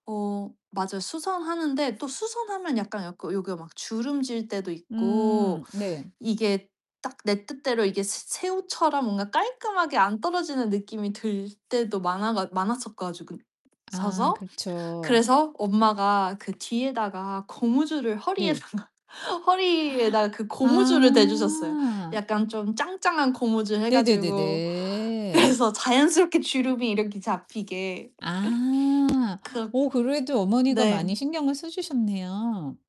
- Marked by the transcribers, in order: other background noise; laughing while speaking: "허리에다가"; gasp; drawn out: "아"; laughing while speaking: "그래서"; static; laugh
- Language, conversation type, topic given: Korean, podcast, 옷으로 체형 고민을 어떻게 보완할 수 있나요?